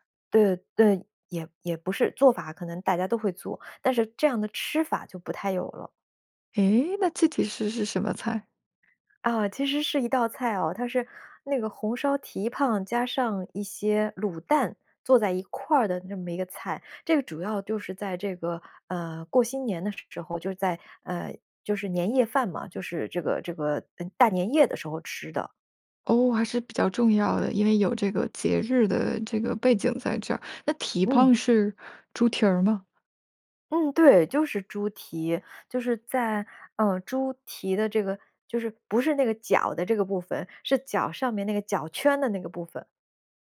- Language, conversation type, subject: Chinese, podcast, 你眼中最能代表家乡味道的那道菜是什么？
- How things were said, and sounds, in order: other background noise; tapping